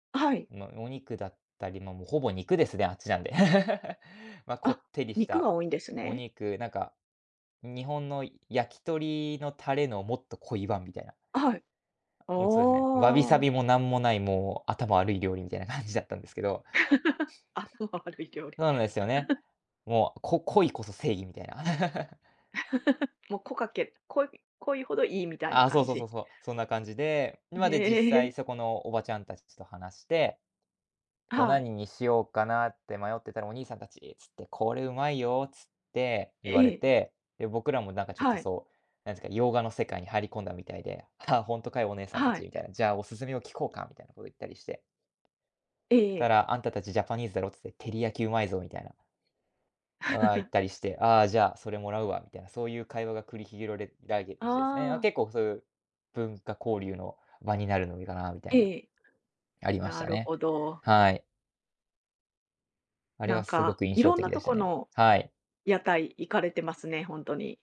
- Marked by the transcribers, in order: laugh; laugh; laughing while speaking: "頭悪い料理"; laugh; laugh; laugh; "られ" said as "ラゲージ"
- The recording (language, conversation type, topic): Japanese, podcast, 市場や屋台で体験した文化について教えてもらえますか？